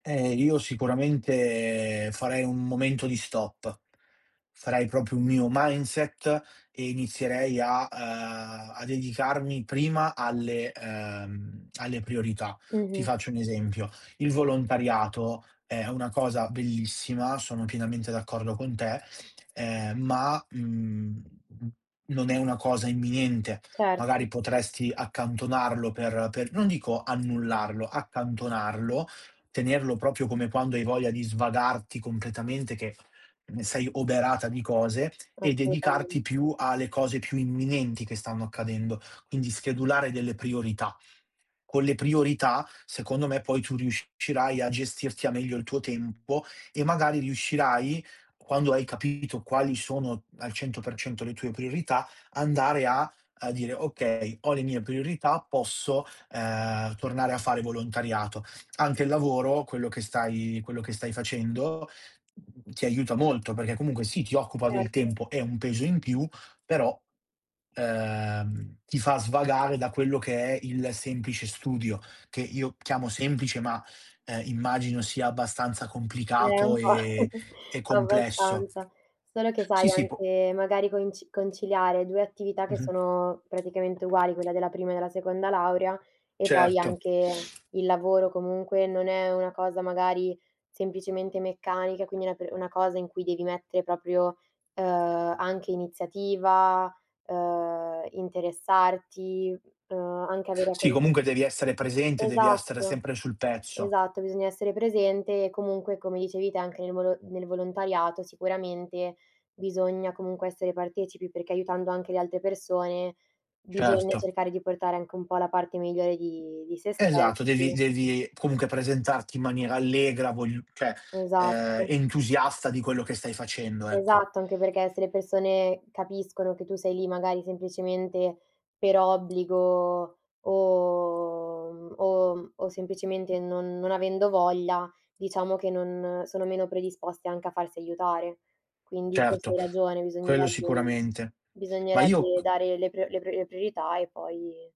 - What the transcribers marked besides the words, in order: tapping; in English: "mindset"; other background noise; "proprio" said as "propio"; laughing while speaking: "po'"; laugh; drawn out: "e"; sniff; drawn out: "di"; drawn out: "o"
- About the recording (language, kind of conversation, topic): Italian, advice, Come posso gestire troppi obiettivi contemporaneamente e ritrovare il focus?